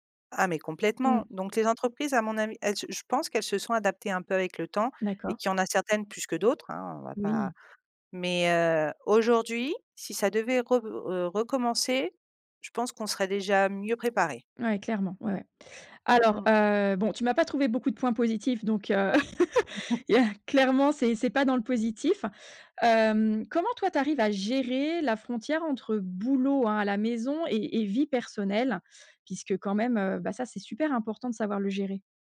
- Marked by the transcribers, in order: chuckle; other background noise; laugh
- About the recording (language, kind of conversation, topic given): French, podcast, Quels sont, selon toi, les bons et les mauvais côtés du télétravail ?